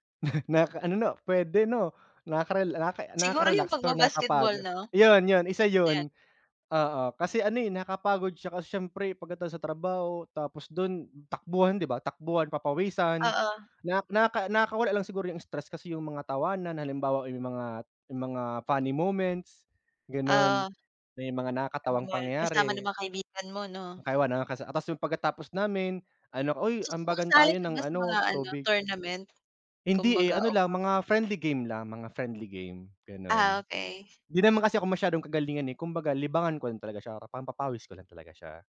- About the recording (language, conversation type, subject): Filipino, unstructured, Paano ka nagpapahinga pagkatapos ng mahabang araw?
- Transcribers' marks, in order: chuckle; unintelligible speech